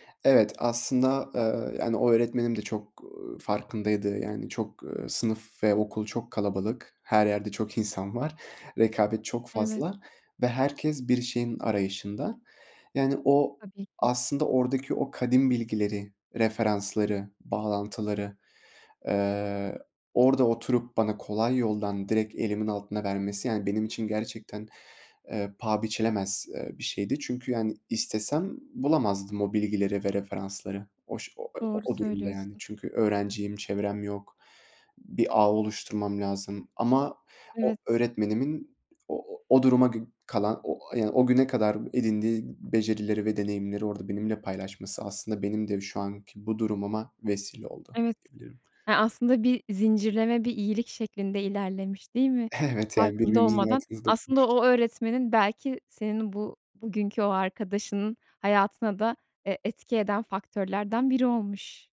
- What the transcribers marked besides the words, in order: laughing while speaking: "Evet"
- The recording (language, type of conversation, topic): Turkish, podcast, Birine bir beceriyi öğretecek olsan nasıl başlardın?